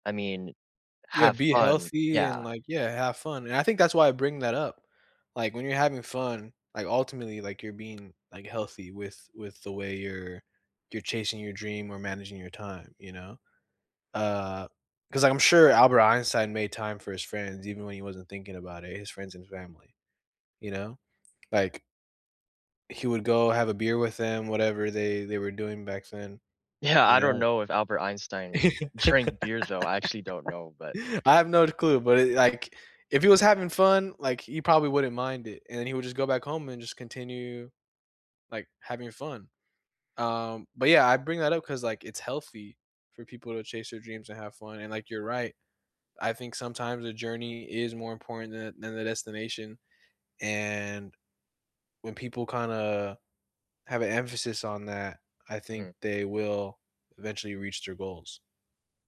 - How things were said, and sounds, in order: tapping; laughing while speaking: "Yeah"; laugh
- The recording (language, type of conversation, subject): English, unstructured, How do you stay close to people while chasing your ambitions?